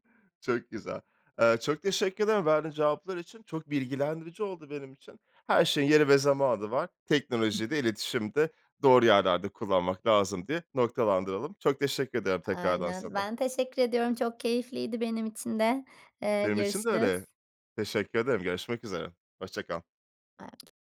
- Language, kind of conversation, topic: Turkish, podcast, Teknoloji iletişimimizi nasıl etkiliyor sence?
- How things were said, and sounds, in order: unintelligible speech; unintelligible speech; other background noise